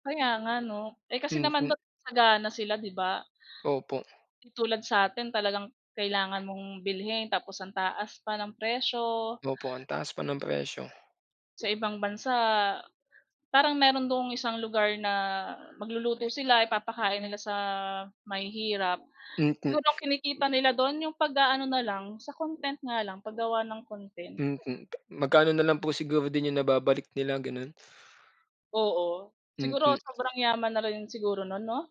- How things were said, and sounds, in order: other background noise
- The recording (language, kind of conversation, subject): Filipino, unstructured, Ano ang masasabi mo sa mga taong nagtatapon ng pagkain kahit may mga nagugutom?